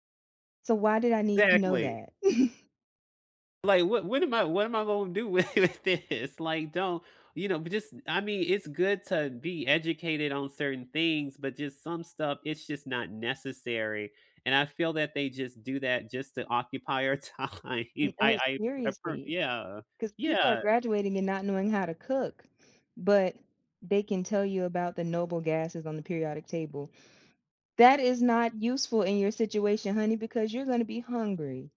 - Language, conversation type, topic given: English, unstructured, Is it better to focus on grades or learning?
- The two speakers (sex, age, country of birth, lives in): female, 35-39, United States, United States; male, 35-39, United States, United States
- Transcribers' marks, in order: chuckle; laughing while speaking: "thi this?"; laughing while speaking: "time"; other background noise